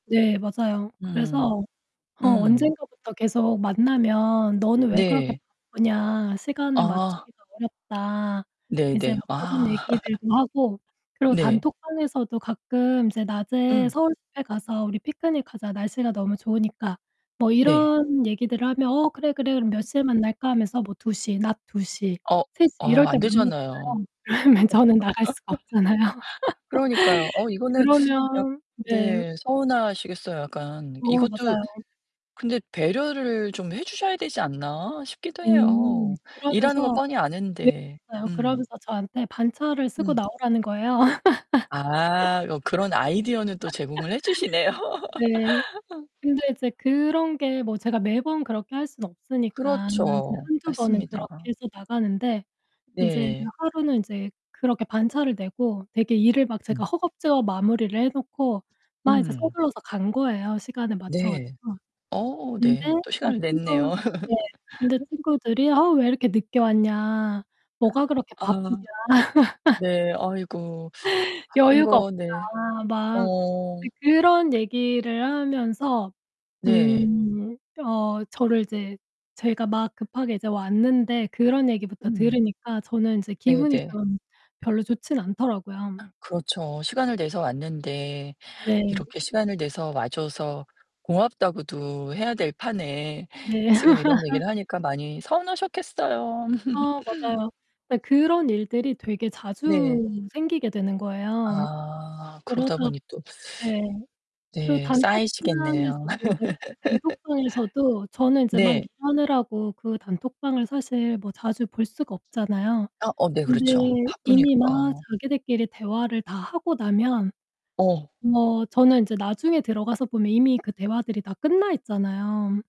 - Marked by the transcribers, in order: distorted speech; other background noise; laugh; laugh; laughing while speaking: "그러면"; laughing while speaking: "없잖아요"; laugh; unintelligible speech; laugh; static; laughing while speaking: "주시네요"; laugh; laugh; laugh; gasp; laugh; laugh; laugh
- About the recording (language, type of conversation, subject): Korean, podcast, 남과 비교하지 않으려면 어떤 습관을 들이는 것이 좋을까요?